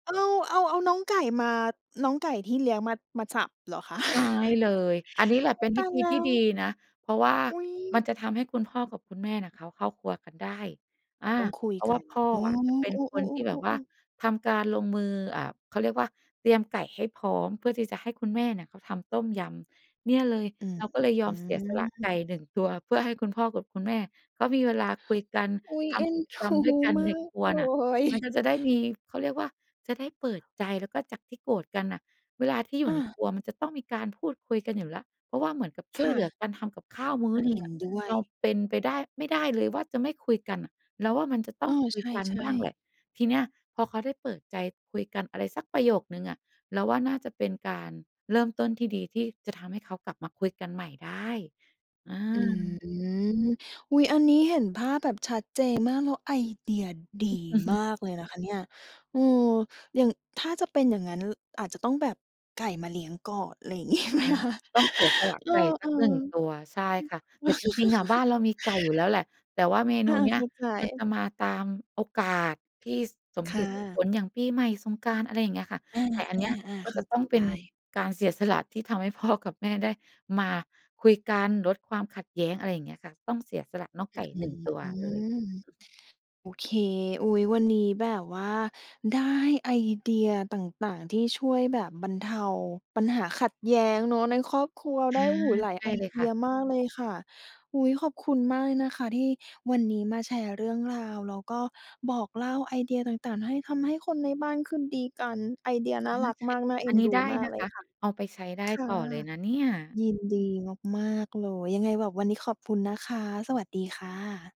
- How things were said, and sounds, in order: chuckle; other background noise; chuckle; laughing while speaking: "เงี้ยไหมคะ ?"; chuckle; laughing while speaking: "พ่อ"; tapping
- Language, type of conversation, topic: Thai, podcast, คุณเคยมีประสบการณ์ที่อาหารช่วยคลี่คลายความขัดแย้งได้ไหม?